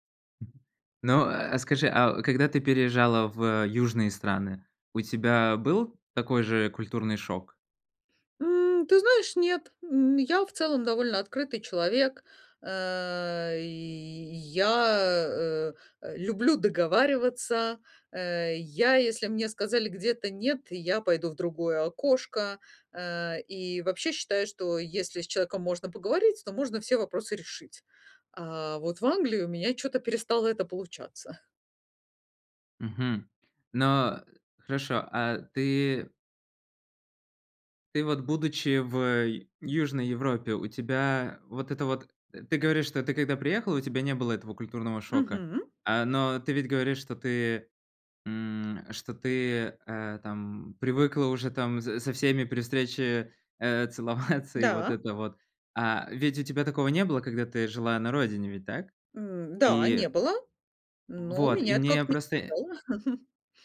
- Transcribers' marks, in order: other noise; laughing while speaking: "целоваться"; chuckle
- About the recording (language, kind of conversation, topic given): Russian, advice, Как быстрее и легче привыкнуть к местным обычаям и культурным нормам?